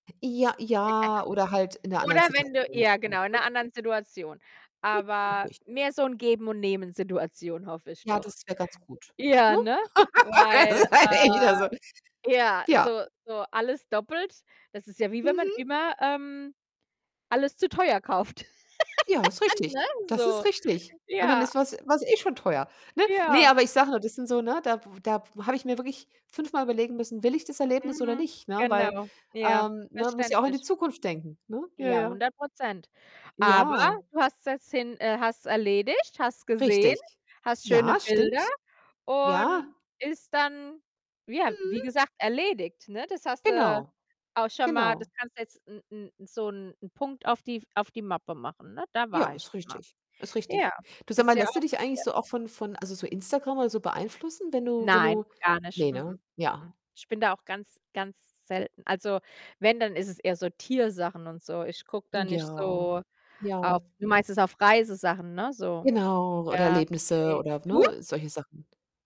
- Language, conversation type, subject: German, unstructured, Wie wichtig ist es dir, Geld für Erlebnisse auszugeben?
- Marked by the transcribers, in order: giggle; distorted speech; unintelligible speech; unintelligible speech; laugh; laughing while speaking: "Ja, das ist ja echt, also"; laugh; other background noise